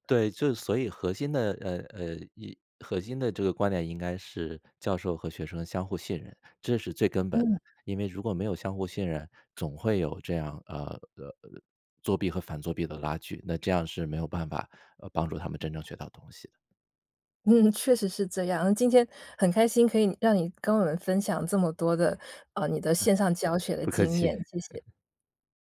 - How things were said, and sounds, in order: tapping; chuckle
- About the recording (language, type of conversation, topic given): Chinese, podcast, 你怎么看现在的线上教学模式？